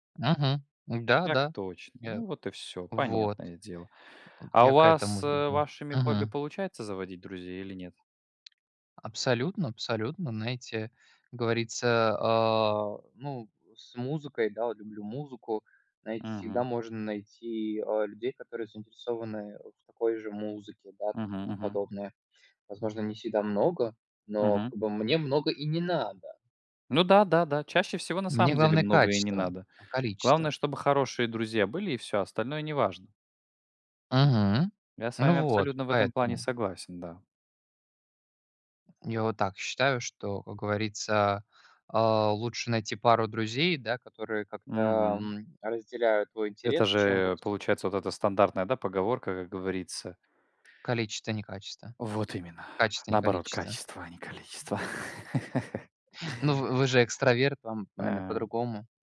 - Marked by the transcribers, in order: tapping; stressed: "не надо"; other background noise; chuckle
- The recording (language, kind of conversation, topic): Russian, unstructured, Как хобби помогает заводить новых друзей?